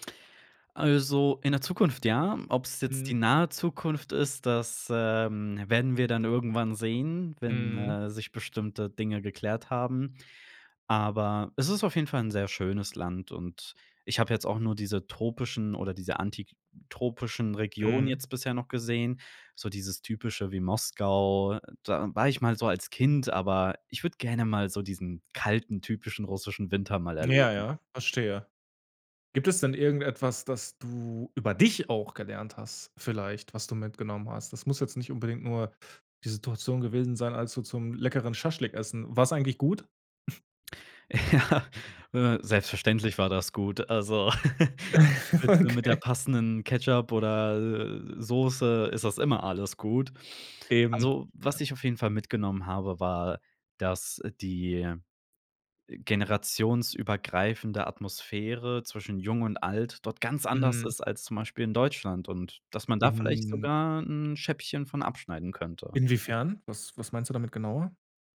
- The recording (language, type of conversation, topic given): German, podcast, Was war dein schönstes Reiseerlebnis und warum?
- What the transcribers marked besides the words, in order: stressed: "dich"; chuckle; laughing while speaking: "Ja"; laugh; chuckle; laughing while speaking: "Okay"; other noise; "Scheibchen" said as "Schäppchen"